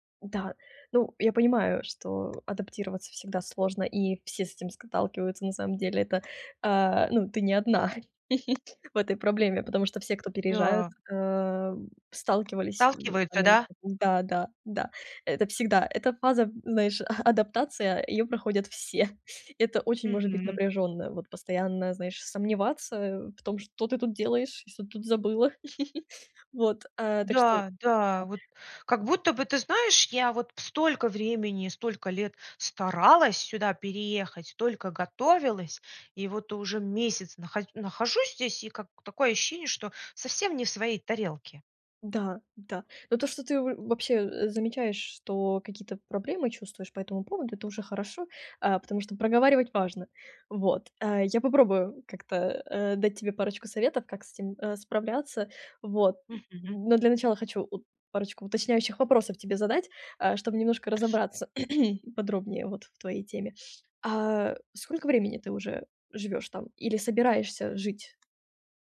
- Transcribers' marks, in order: tapping; chuckle; giggle; throat clearing
- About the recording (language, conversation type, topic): Russian, advice, Как быстрее привыкнуть к новым нормам поведения после переезда в другую страну?